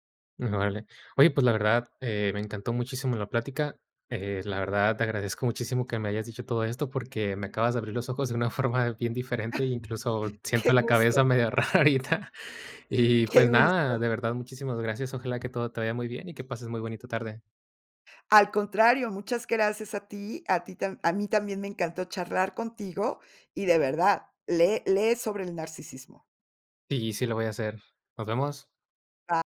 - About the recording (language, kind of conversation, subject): Spanish, podcast, ¿Qué papel juega la vulnerabilidad al comunicarnos con claridad?
- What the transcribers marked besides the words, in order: chuckle